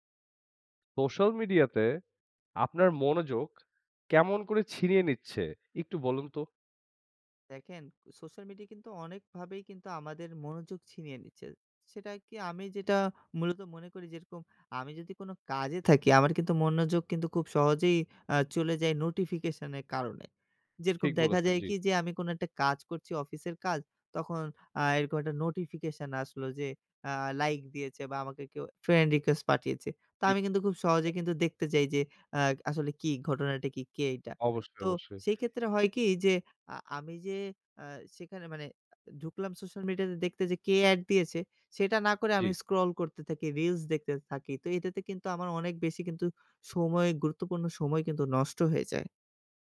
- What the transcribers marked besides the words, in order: unintelligible speech
- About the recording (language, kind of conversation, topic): Bengali, podcast, সোশ্যাল মিডিয়া আপনার মনোযোগ কীভাবে কেড়ে নিচ্ছে?